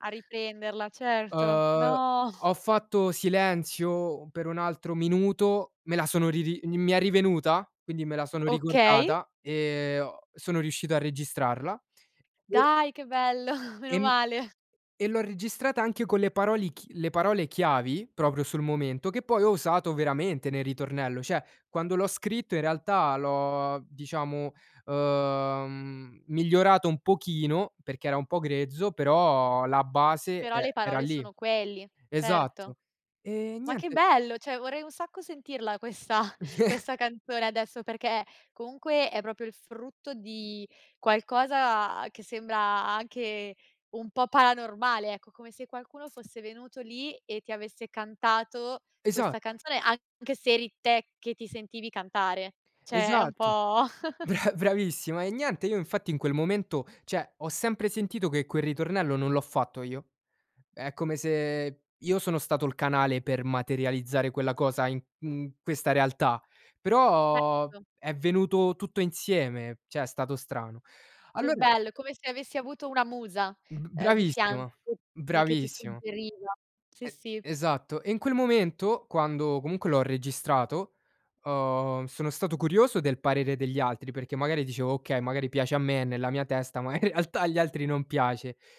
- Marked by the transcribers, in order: drawn out: "No"; chuckle; other background noise; chuckle; laughing while speaking: "meno male"; "parole" said as "paroli"; "Cioè" said as "ceh"; "cioè" said as "ceh"; laughing while speaking: "questa"; chuckle; tapping; "cioè" said as "ceh"; laughing while speaking: "bra"; chuckle; "cioè" said as "ceh"; "cioè" said as "ceh"; laughing while speaking: "ma in realtà"
- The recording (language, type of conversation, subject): Italian, podcast, In quale momento ti è capitato di essere completamente concentrato?